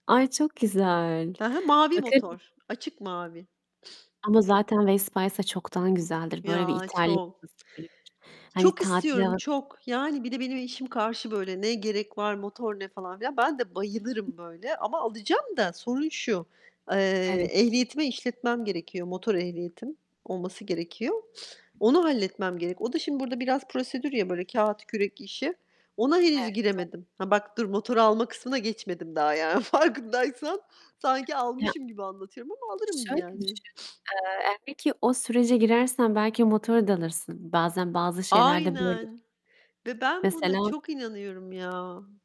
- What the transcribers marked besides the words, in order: tapping; distorted speech; unintelligible speech; other background noise; unintelligible speech; unintelligible speech; stressed: "bayılırım"; sniff; laughing while speaking: "farkındaysan"; sniff; unintelligible speech
- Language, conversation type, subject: Turkish, unstructured, Bir ilişkide iletişim neden önemlidir?